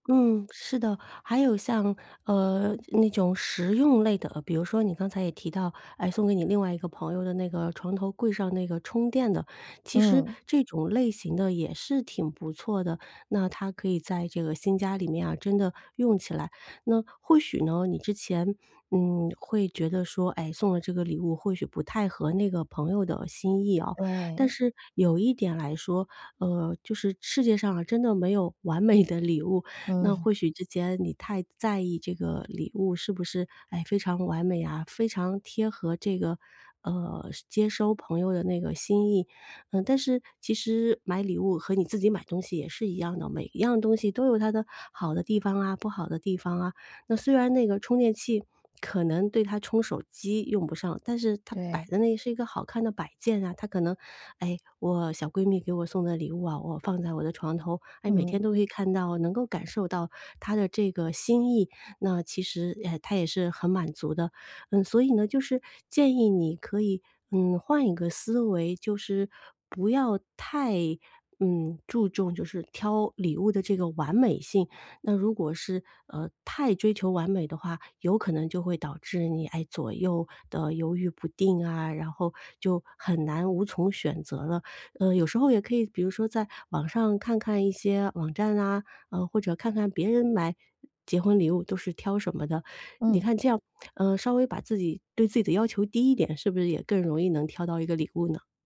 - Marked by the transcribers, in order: other background noise; laughing while speaking: "完美"; chuckle; stressed: "太"
- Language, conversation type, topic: Chinese, advice, 如何才能挑到称心的礼物？
- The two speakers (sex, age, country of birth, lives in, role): female, 30-34, China, Japan, user; female, 40-44, China, Spain, advisor